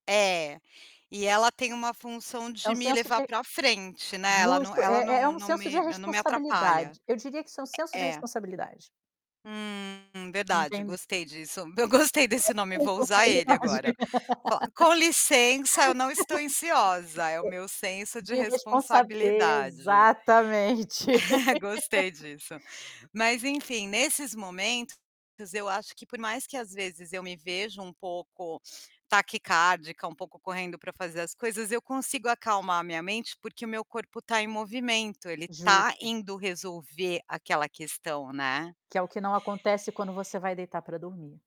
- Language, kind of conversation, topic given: Portuguese, advice, Que preocupações noturnas atrapalham você a adormecer?
- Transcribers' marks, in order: distorted speech; tapping; laugh; chuckle; laugh; static